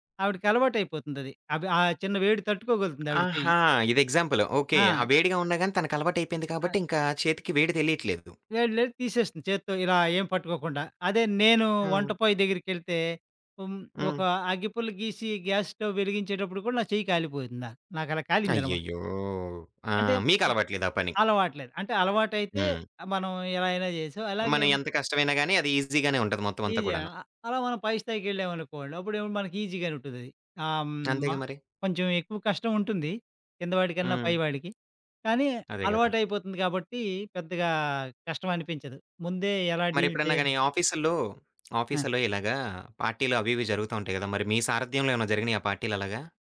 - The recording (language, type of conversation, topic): Telugu, podcast, ఒక కష్టమైన రోజు తర్వాత నువ్వు రిలాక్స్ అవడానికి ఏం చేస్తావు?
- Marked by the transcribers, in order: in English: "ఎగ్జాంపుల్"; in English: "గ్యాస్ స్టవ్"; other background noise; in English: "ఈజీగానే"; in English: "ఈజీగా"; tapping; in English: "డీల్"